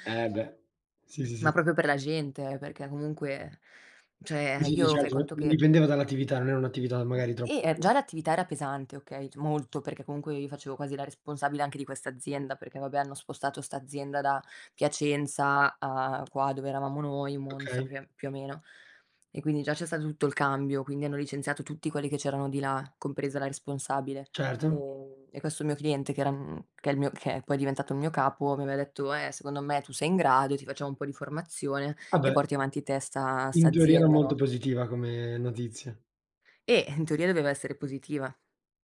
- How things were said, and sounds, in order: other background noise
- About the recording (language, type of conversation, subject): Italian, unstructured, Qual è la cosa che ti rende più felice nel tuo lavoro?